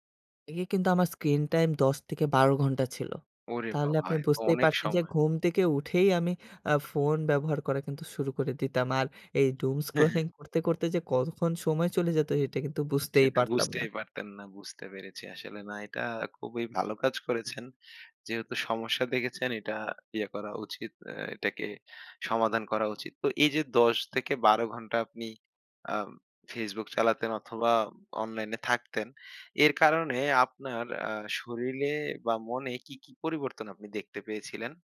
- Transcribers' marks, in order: in English: "doomscrolling"; chuckle; other background noise
- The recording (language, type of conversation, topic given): Bengali, podcast, ডুমস্ক্রলিং থেকে কীভাবে নিজেকে বের করে আনেন?